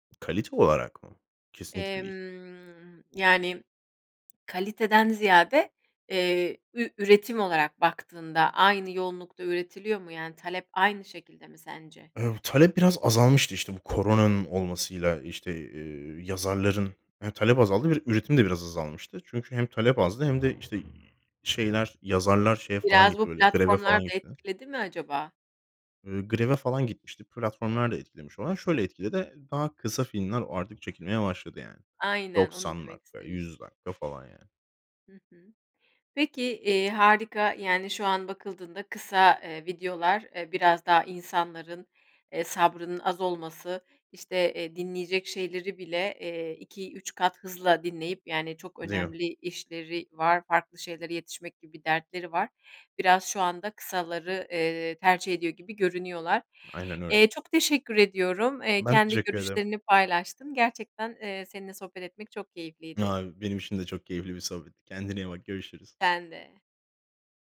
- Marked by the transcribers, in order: tapping; other background noise
- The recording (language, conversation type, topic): Turkish, podcast, Kısa videolar, uzun formatlı içerikleri nasıl geride bıraktı?